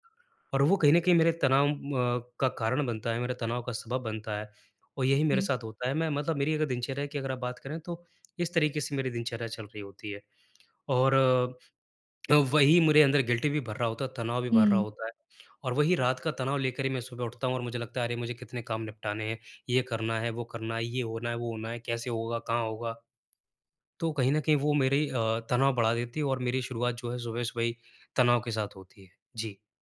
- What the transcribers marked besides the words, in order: tapping; in English: "गिल्टी"
- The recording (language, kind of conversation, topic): Hindi, advice, आप सुबह की तनावमुक्त शुरुआत कैसे कर सकते हैं ताकि आपका दिन ऊर्जावान रहे?